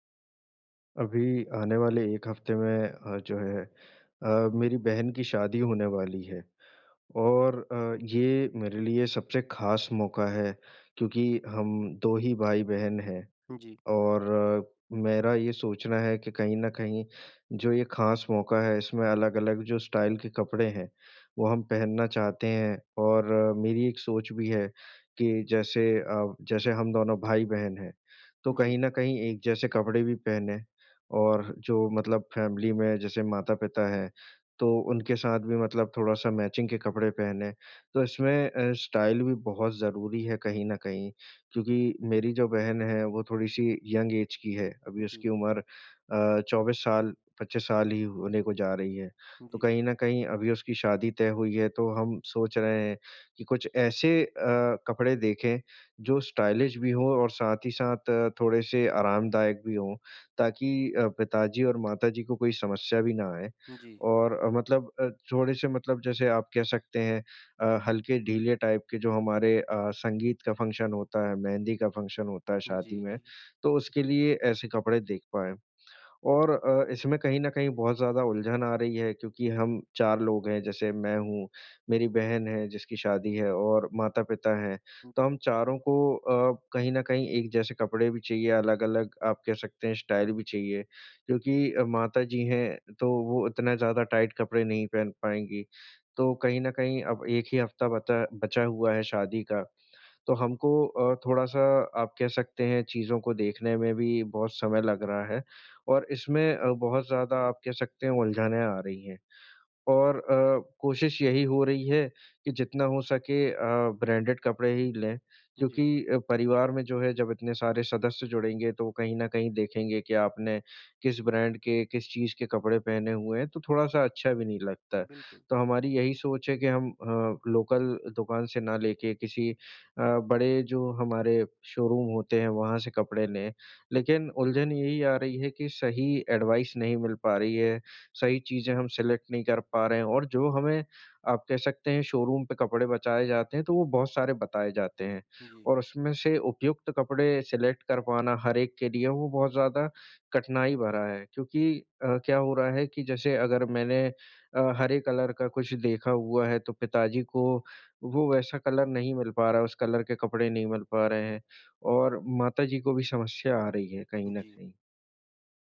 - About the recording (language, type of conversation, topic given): Hindi, advice, किसी खास मौके के लिए कपड़े और पहनावा चुनते समय दुविधा होने पर मैं क्या करूँ?
- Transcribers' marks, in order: in English: "स्टाइल"; in English: "फ़ेमिली"; in English: "मैचिंग"; in English: "स्टाइल"; in English: "यंग ऐज़"; in English: "स्टाइलिश"; in English: "टाइप"; in English: "फ़ंक्शन"; in English: "फ़ंक्शन"; in English: "स्टाइल"; in English: "टाइट"; in English: "ब्रांडेड"; in English: "लोकल"; in English: "एडवाइस"; in English: "सेलेक्ट"; in English: "सेलेक्ट"; in English: "कलर"; in English: "कलर"; in English: "कलर"